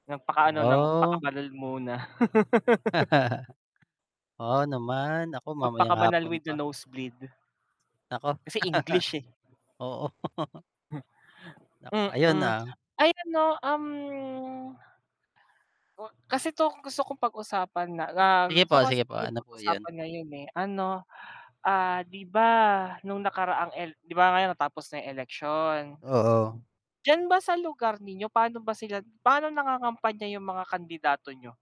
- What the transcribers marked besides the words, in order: static; chuckle; laugh; chuckle; lip smack; mechanical hum; drawn out: "um"; distorted speech
- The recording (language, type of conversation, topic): Filipino, unstructured, Ano ang masasabi mo sa mga pulitikong gumagamit ng takot para makuha ang boto ng mga tao?